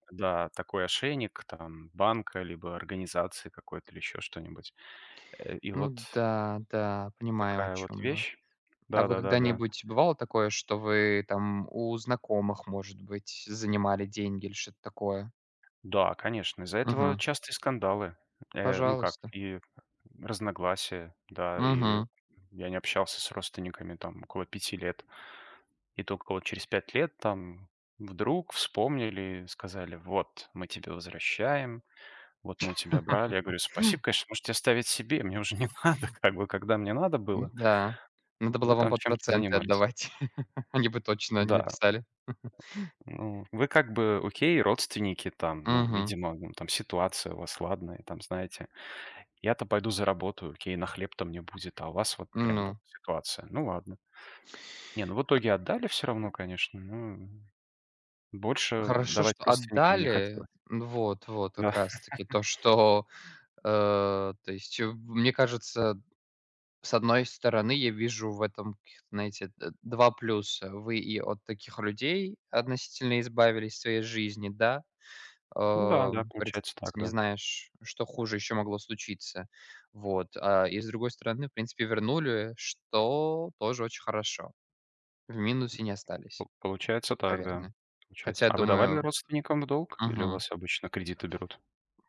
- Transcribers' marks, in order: laugh; laughing while speaking: "не надо, как бы"; other background noise; laugh; tapping; chuckle; laugh
- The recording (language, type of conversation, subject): Russian, unstructured, Почему кредитные карты иногда кажутся людям ловушкой?